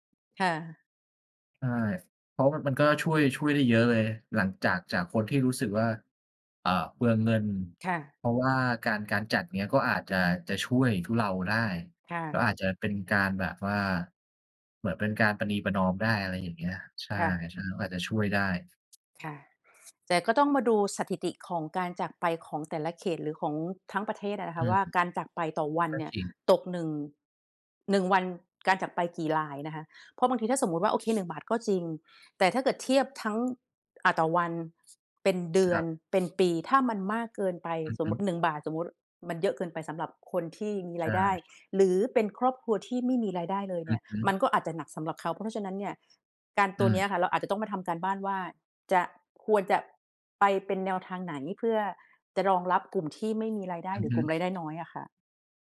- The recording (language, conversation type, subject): Thai, unstructured, เราควรเตรียมตัวอย่างไรเมื่อคนที่เรารักจากไป?
- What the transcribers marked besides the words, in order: other background noise; tapping